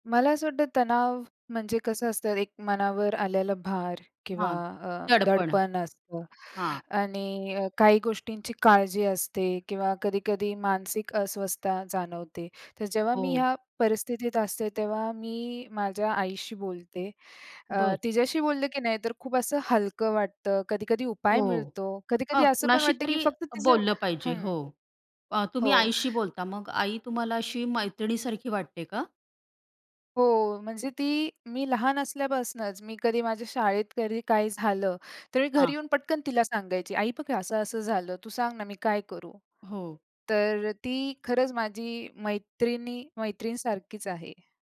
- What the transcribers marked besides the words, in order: tapping; "अस्वस्थता" said as "अस्वस्था"
- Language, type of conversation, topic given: Marathi, podcast, कुटुंबीयांशी किंवा मित्रांशी बोलून तू तणाव कसा कमी करतोस?